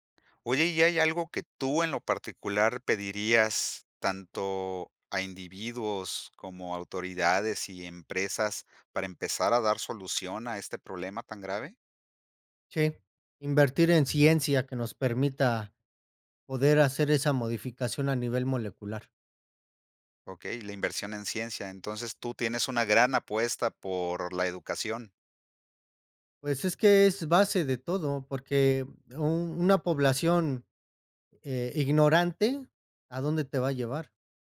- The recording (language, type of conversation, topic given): Spanish, podcast, ¿Qué opinas sobre el problema de los plásticos en la naturaleza?
- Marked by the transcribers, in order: none